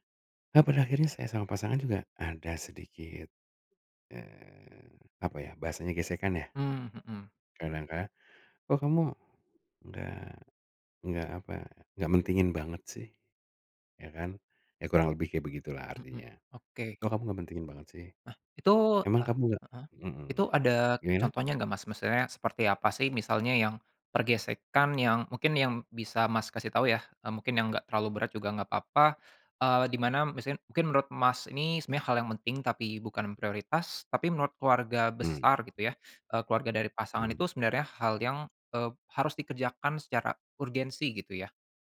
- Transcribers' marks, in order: tapping; other background noise
- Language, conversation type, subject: Indonesian, podcast, Menurutmu, kapan kita perlu menetapkan batasan dengan keluarga?
- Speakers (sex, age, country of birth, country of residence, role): male, 25-29, Indonesia, Indonesia, host; male, 40-44, Indonesia, Indonesia, guest